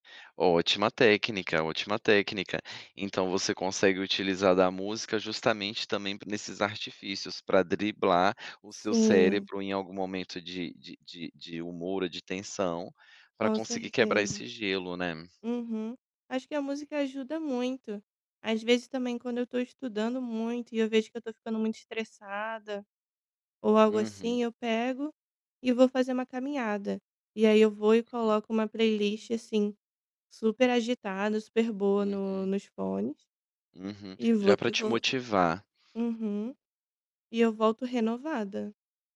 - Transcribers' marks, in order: none
- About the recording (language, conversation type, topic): Portuguese, podcast, Que papel a música desempenha no seu refúgio emocional?